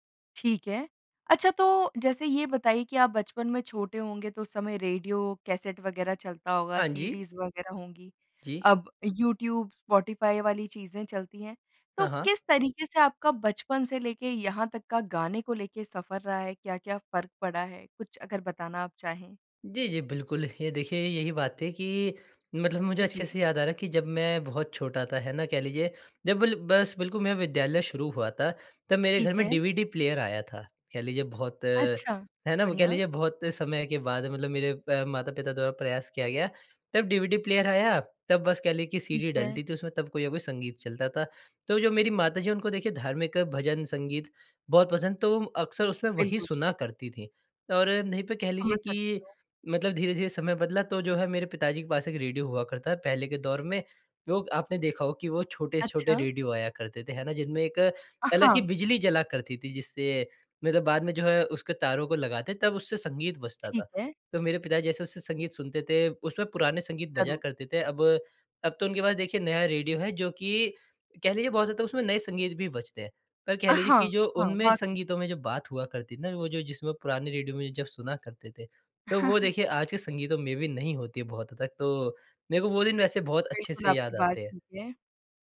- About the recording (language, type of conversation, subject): Hindi, podcast, तुम्हारी संगीत पसंद में सबसे बड़ा बदलाव कब आया?
- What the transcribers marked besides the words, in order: in English: "सीडीज़"; chuckle